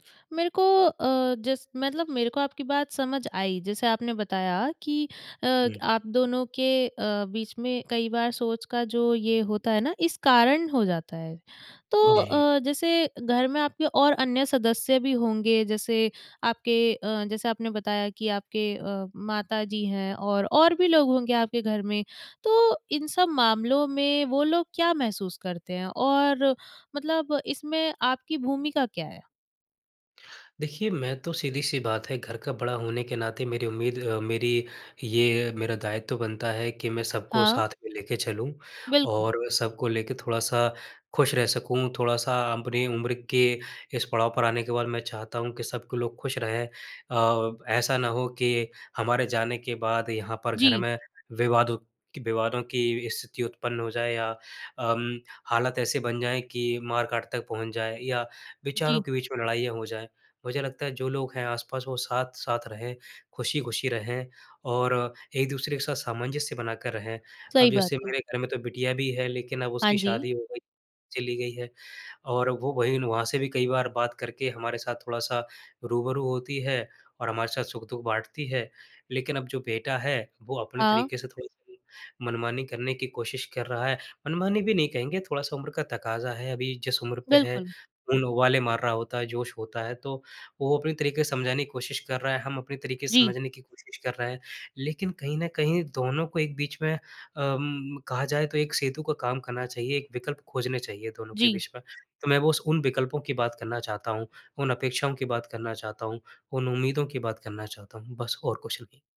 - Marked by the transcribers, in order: none
- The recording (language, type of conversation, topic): Hindi, advice, वयस्क संतान की घर वापसी से कौन-कौन से संघर्ष पैदा हो रहे हैं?